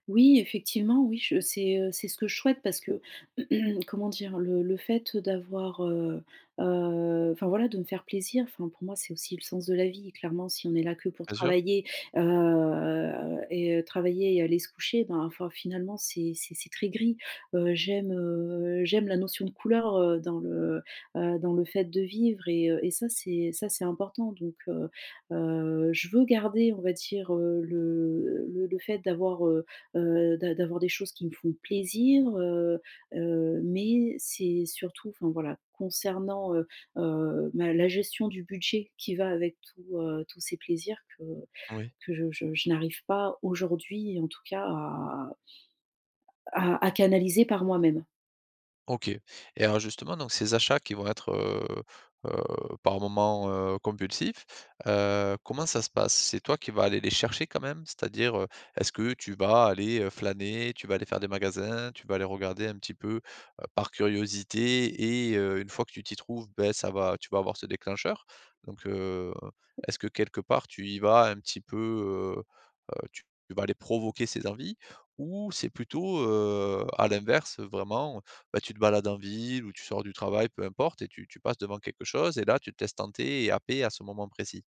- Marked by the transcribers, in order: other background noise; drawn out: "heu"; stressed: "chercher"; drawn out: "heu"; tapping; drawn out: "heu"; drawn out: "heu"
- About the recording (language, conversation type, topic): French, advice, Comment reconnaître les situations qui déclenchent mes envies et éviter qu’elles prennent le dessus ?